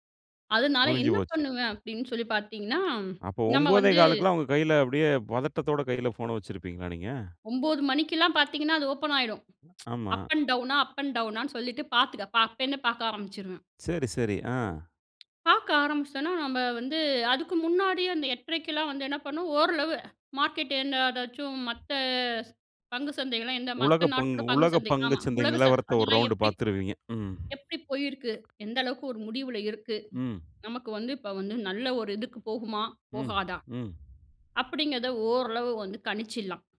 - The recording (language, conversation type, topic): Tamil, podcast, உங்கள் தினசரி கைப்பேசி பயன்படுத்தும் பழக்கத்தைப் பற்றி சொல்ல முடியுமா?
- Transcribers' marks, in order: other background noise; tsk; in English: "அப் அண்ட் டவுனா, அப் அண்ட் டவுனான்னு"; other noise; tapping